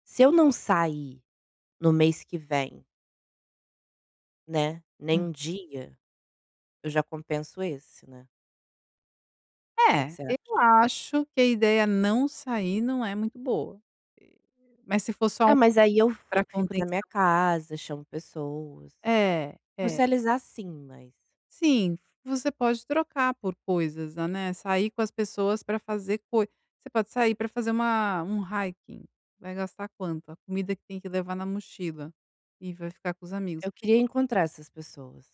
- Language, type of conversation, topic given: Portuguese, advice, Como posso reduzir meus gastos sem perder qualidade de vida?
- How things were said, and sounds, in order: in English: "hiking"